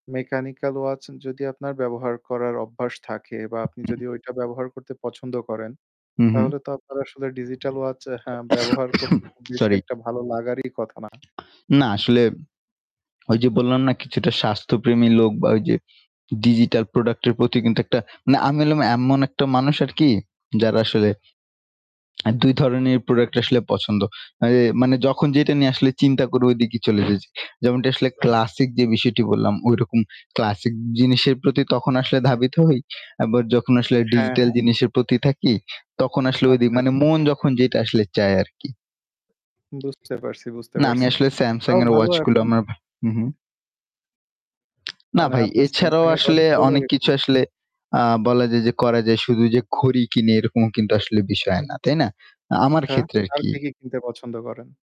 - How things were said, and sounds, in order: in English: "Mechanical watch"; tapping; distorted speech; other background noise; in English: "digital watch"; cough; static; in English: "digital product"; tsk; tsk
- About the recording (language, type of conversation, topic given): Bengali, unstructured, বাড়তি টাকা পেলে আপনি কী করবেন?